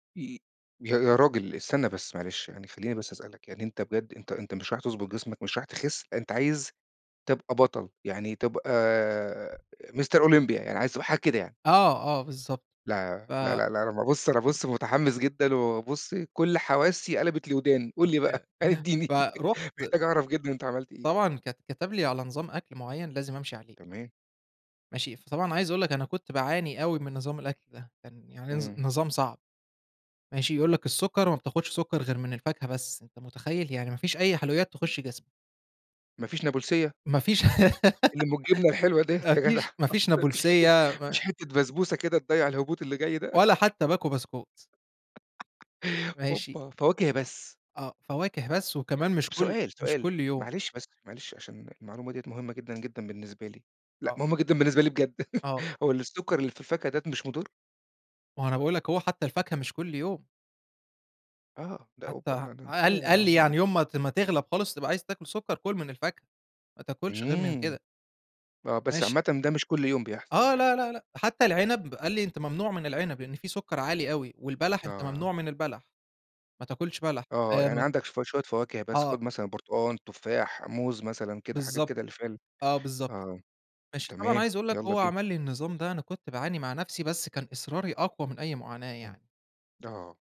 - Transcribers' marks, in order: in English: "Mister Olympia"; tapping; laughing while speaking: "ادِّيني"; laugh; giggle; laughing while speaking: "يا جدع ما فيش حتّة"; chuckle; chuckle; laugh; "ده" said as "داة"
- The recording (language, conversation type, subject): Arabic, podcast, إيه هي اللحظة اللي غيّرت مجرى حياتك؟